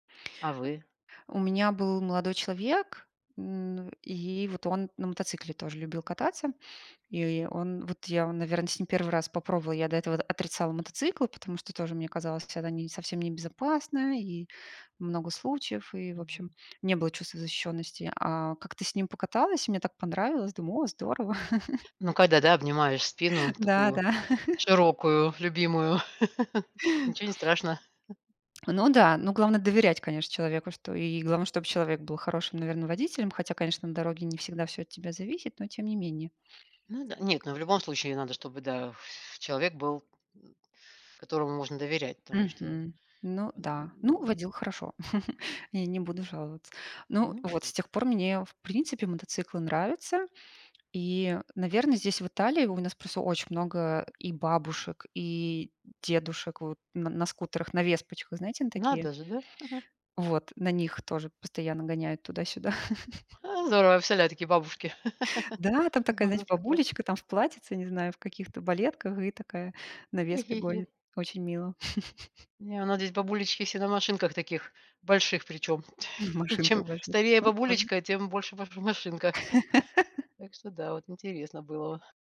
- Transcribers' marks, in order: chuckle; chuckle; tapping; other background noise; chuckle; chuckle; chuckle; giggle; chuckle; chuckle; laugh; chuckle
- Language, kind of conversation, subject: Russian, unstructured, Какой вид транспорта вам удобнее: автомобиль или велосипед?